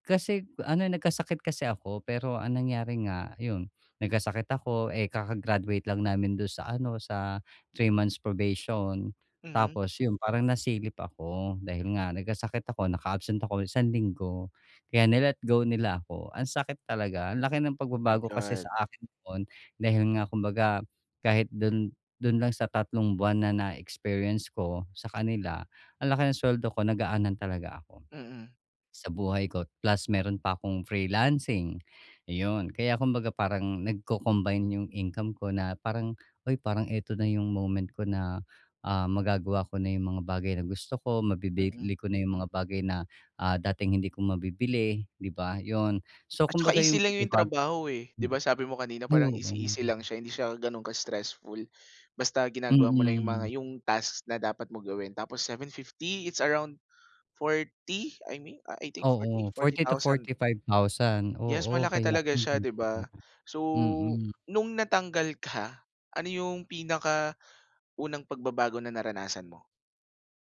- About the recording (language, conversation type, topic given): Filipino, advice, Paano ako mananatiling matatag kapag nagbabago ang buhay ko?
- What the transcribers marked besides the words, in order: unintelligible speech